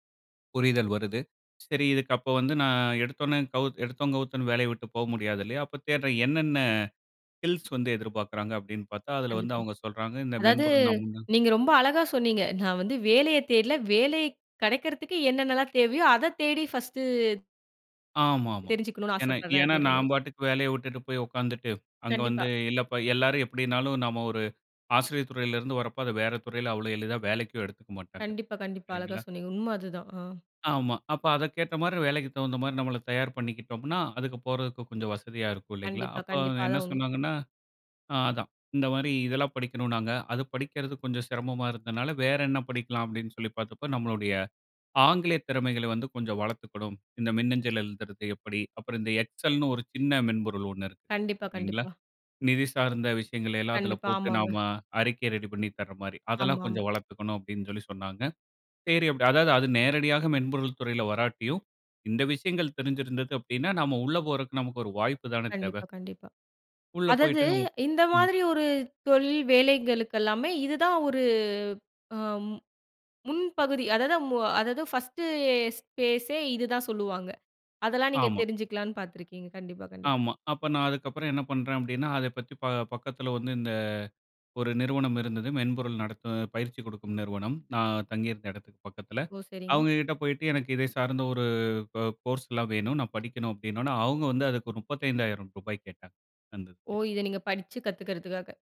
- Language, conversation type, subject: Tamil, podcast, உதவி இல்லாமல் வேலை மாற்ற நினைக்கும் போது முதலில் உங்களுக்கு என்ன தோன்றுகிறது?
- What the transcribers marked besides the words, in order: tapping; in English: "ஸ்கில்ஸ்"; unintelligible speech; other noise; in English: "ஃபர்ஸ்ட்டு ஸ்பேஸே"